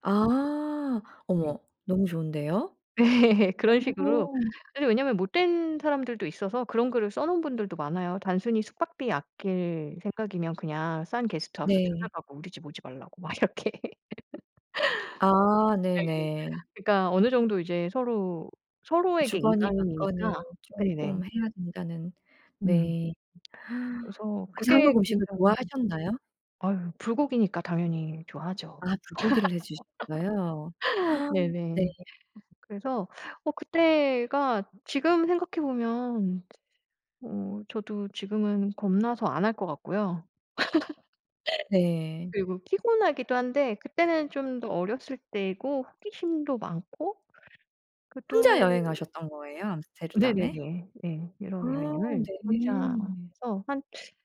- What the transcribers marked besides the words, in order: laugh; other background noise; laughing while speaking: "막 이렇게"; laugh; gasp; lip smack; laugh; gasp; laugh; teeth sucking
- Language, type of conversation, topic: Korean, podcast, 여행 중에 겪은 작은 친절의 순간을 들려주실 수 있나요?